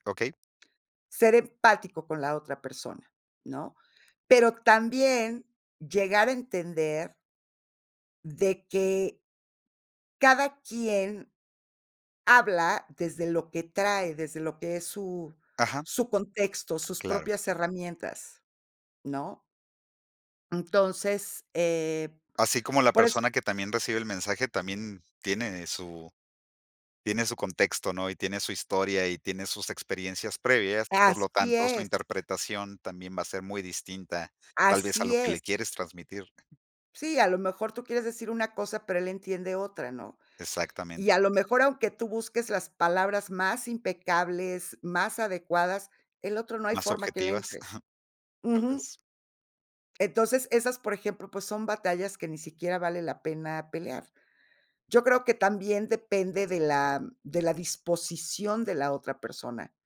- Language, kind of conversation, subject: Spanish, podcast, ¿Qué consejos darías para mejorar la comunicación familiar?
- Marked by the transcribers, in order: chuckle; other noise